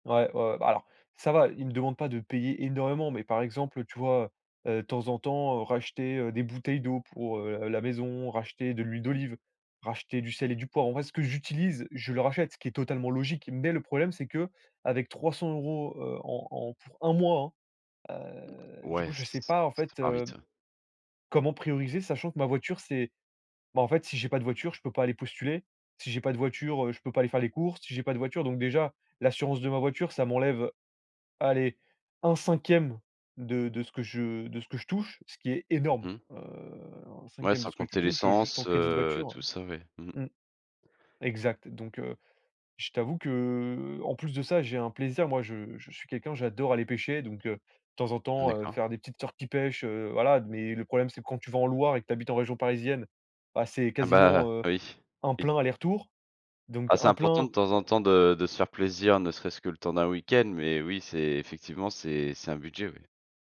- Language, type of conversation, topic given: French, advice, Pourquoi est-ce que je ne sais plus où part mon argent à chaque fin de mois ?
- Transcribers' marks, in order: stressed: "énorme"; stressed: "j'adore"; tapping